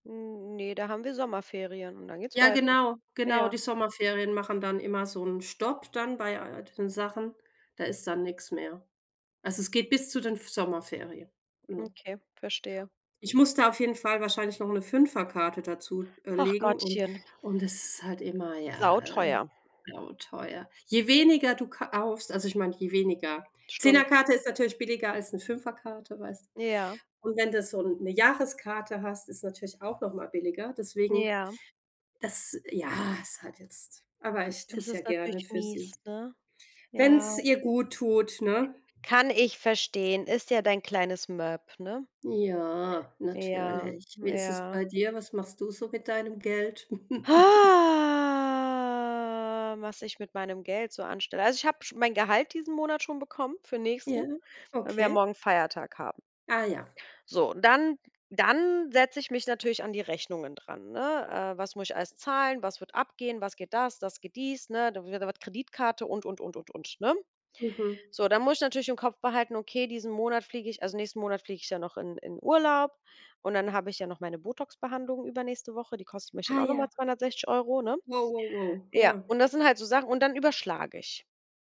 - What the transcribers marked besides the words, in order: other background noise; put-on voice: "ja"; other noise; drawn out: "Ha"; put-on voice: "Ha"; chuckle; unintelligible speech
- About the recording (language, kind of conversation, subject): German, unstructured, Wie gehst du im Alltag mit deinem Geld um?